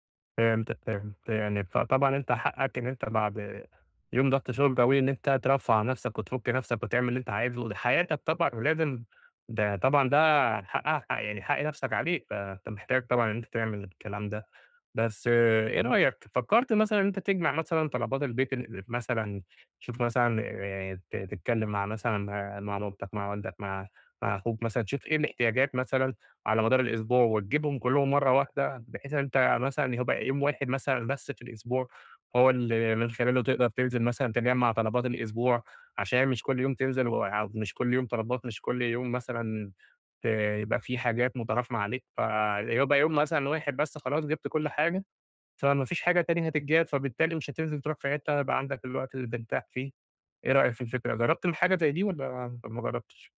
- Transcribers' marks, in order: tapping; other background noise
- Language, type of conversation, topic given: Arabic, advice, ازاي أقدر أسترخى في البيت بعد يوم شغل طويل؟